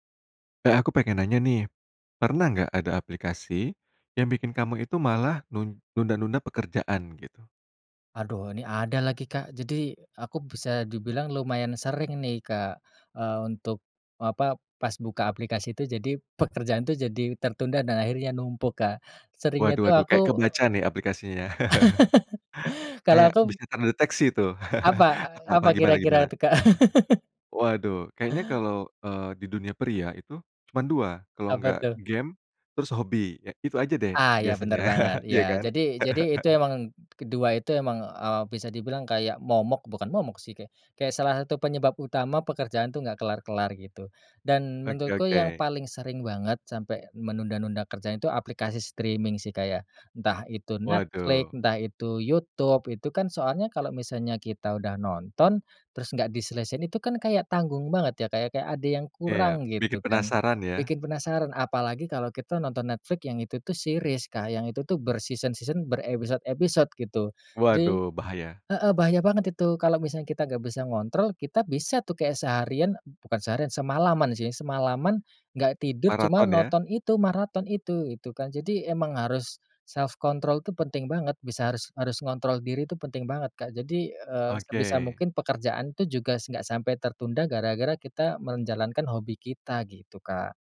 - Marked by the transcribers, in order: chuckle; chuckle; chuckle; chuckle; in English: "streaming"; in English: "series"; in English: "ber-season-season"; in English: "self control"
- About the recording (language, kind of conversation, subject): Indonesian, podcast, Pernah nggak aplikasi bikin kamu malah nunda kerja?